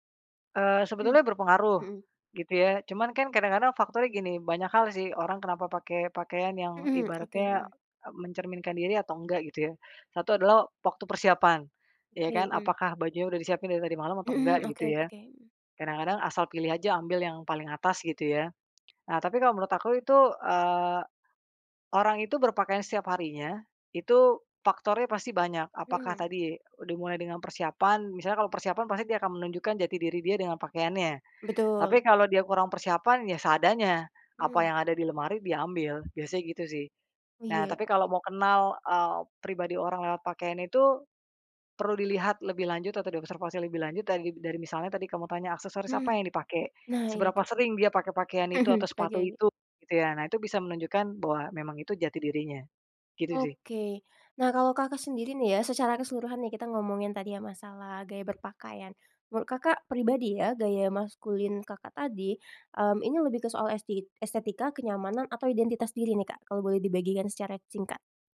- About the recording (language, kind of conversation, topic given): Indonesian, podcast, Gaya berpakaian seperti apa yang paling menggambarkan dirimu, dan mengapa?
- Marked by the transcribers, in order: other background noise